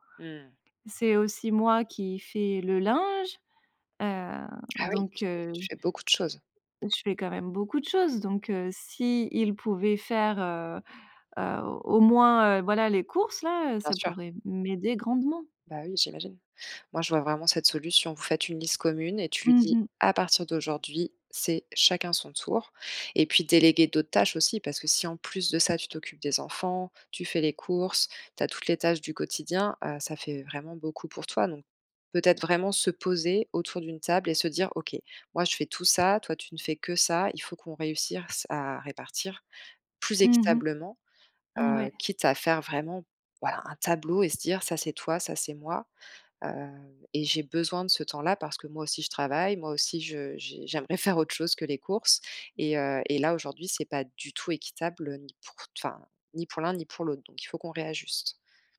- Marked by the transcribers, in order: tapping; "réussisse" said as "réussirsse"; stressed: "plus"
- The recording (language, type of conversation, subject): French, advice, Comment gérer les conflits liés au partage des tâches ménagères ?